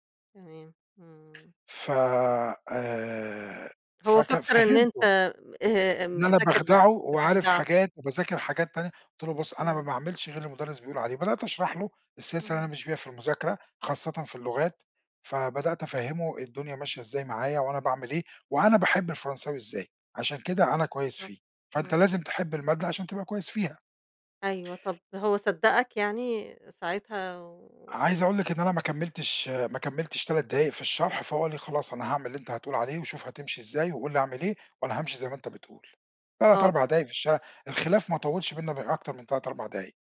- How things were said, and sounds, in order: tapping
- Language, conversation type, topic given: Arabic, podcast, إحكي لنا عن تجربة أثّرت على صداقاتك؟